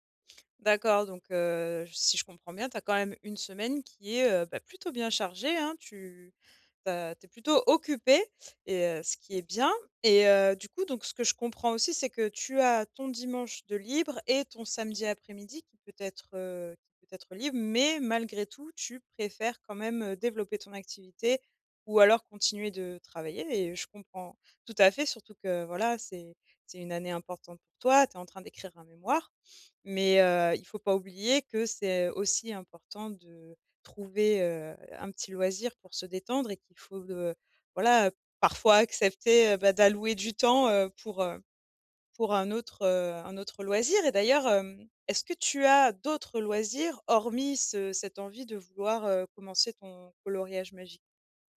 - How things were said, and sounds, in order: stressed: "occupée"; stressed: "mais"; stressed: "toi"; stressed: "d'autres"
- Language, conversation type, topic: French, advice, Comment trouver du temps pour développer mes loisirs ?